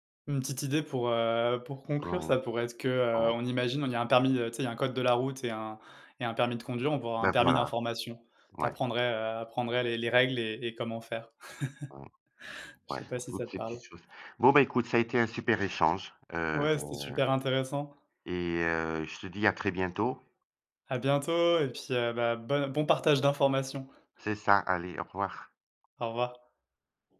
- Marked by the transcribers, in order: chuckle; tapping
- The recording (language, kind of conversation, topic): French, unstructured, Quels sont les dangers des fausses informations sur internet ?